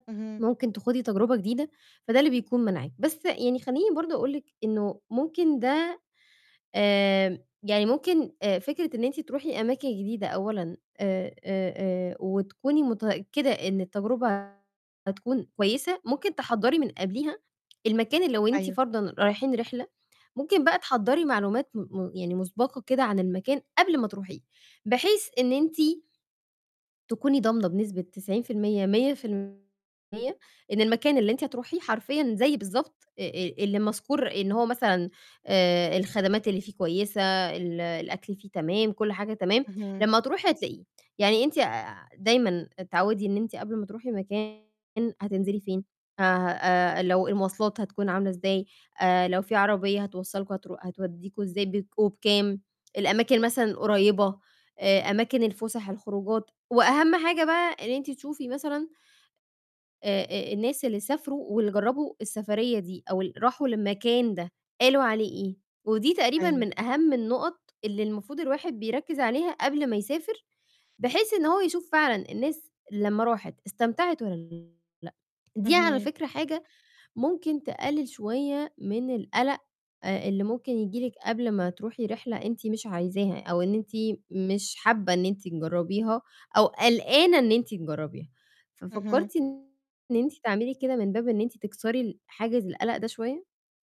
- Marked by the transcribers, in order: distorted speech
- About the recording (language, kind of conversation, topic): Arabic, advice, إزاي أتغلب على القلق وأنا بجرب أماكن جديدة في السفر والإجازات؟